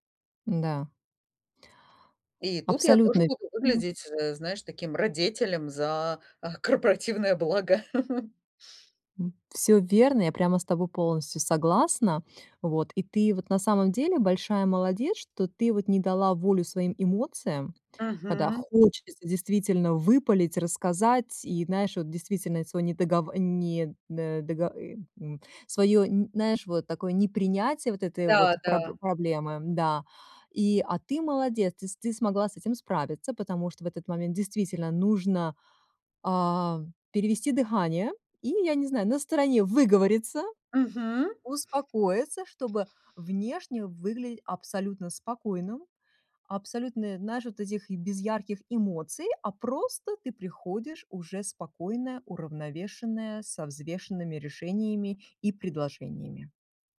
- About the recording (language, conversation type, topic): Russian, advice, Как мне получить больше признания за свои достижения на работе?
- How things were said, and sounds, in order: tapping; laughing while speaking: "корпоративное благо"; other background noise